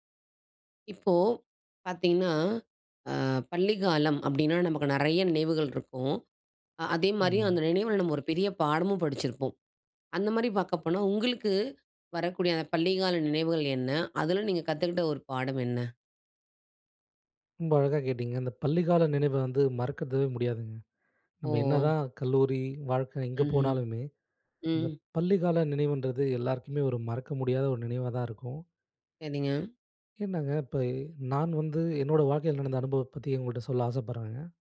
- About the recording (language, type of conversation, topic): Tamil, podcast, பள்ளிக்கால நினைவில் உனக்கு மிகப்பெரிய பாடம் என்ன?
- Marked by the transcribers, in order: other background noise